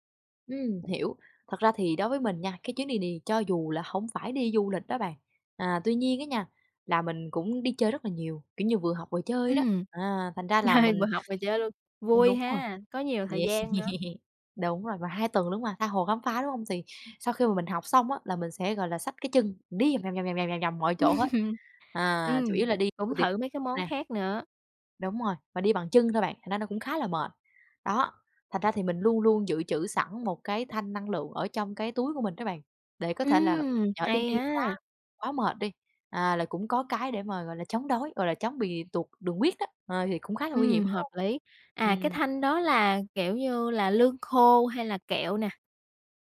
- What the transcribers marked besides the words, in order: tapping; other background noise; laugh; laughing while speaking: "Yeah"; laugh; laugh; unintelligible speech; background speech
- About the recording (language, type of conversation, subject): Vietnamese, podcast, Bạn thay đổi thói quen ăn uống thế nào khi đi xa?